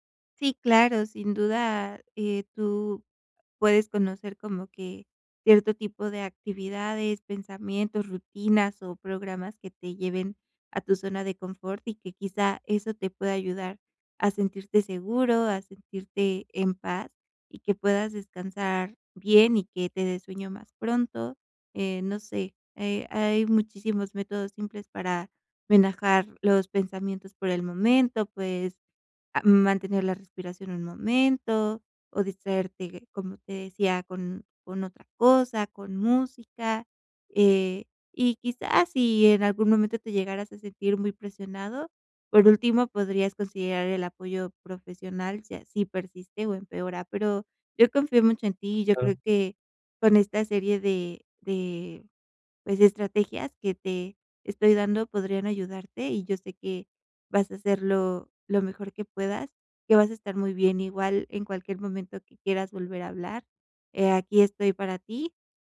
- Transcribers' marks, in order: tapping; other noise
- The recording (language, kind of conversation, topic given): Spanish, advice, ¿Cómo puedo dejar de rumiar pensamientos negativos que me impiden dormir?